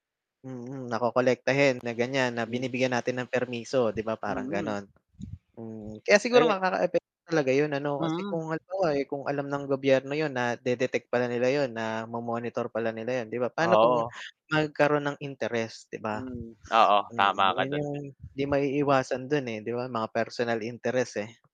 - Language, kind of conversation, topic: Filipino, unstructured, Ano ang opinyon mo sa pagsubaybay ng gobyerno sa mga gawain ng mga tao sa internet?
- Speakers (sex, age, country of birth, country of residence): male, 30-34, Philippines, Philippines; male, 35-39, Philippines, Philippines
- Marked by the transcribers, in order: static; wind